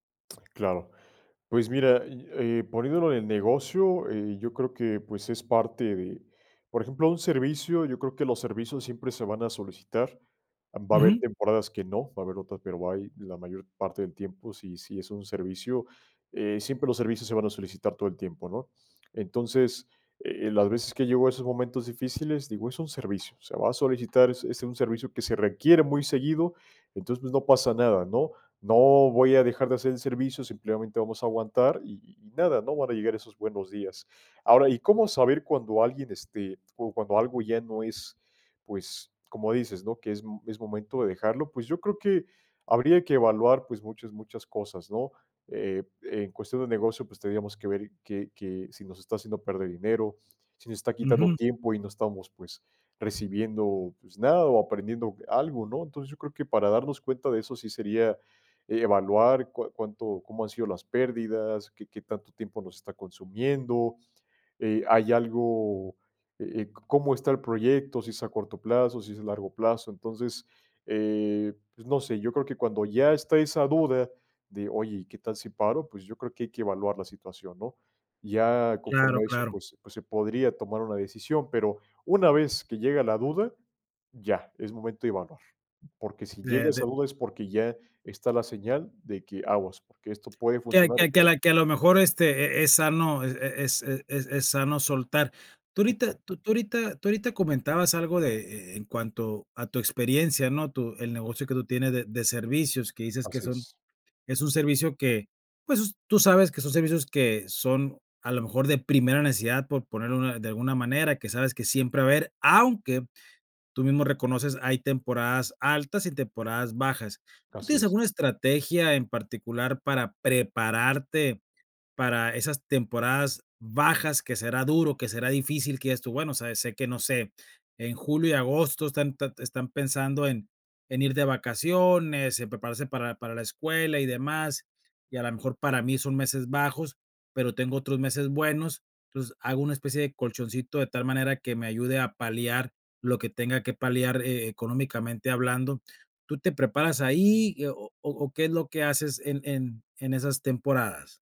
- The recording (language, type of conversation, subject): Spanish, podcast, ¿Qué estrategias usas para no tirar la toalla cuando la situación se pone difícil?
- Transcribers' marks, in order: none